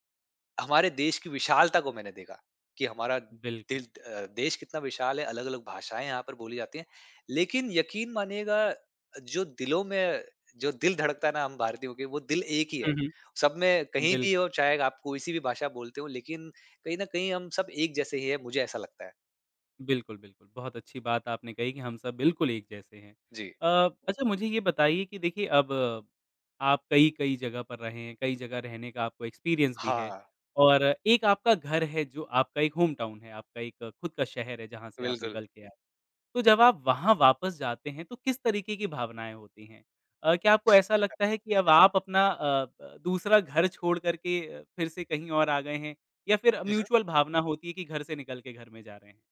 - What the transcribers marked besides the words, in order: in English: "एक्सपीरियंस"; in English: "होम टाउन"; chuckle; in English: "म्यूचुअल"
- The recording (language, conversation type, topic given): Hindi, podcast, प्रवास के दौरान आपको सबसे बड़ी मुश्किल क्या लगी?